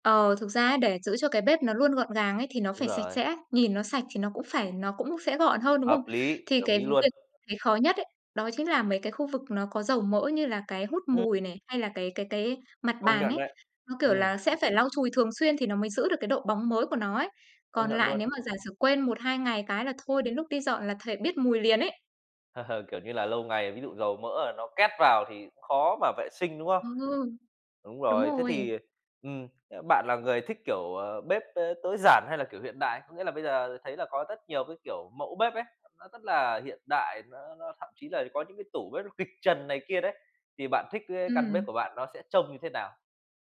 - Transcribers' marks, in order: tapping; other background noise; laugh
- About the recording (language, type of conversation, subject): Vietnamese, podcast, Bạn có mẹo nào để giữ bếp luôn gọn gàng không?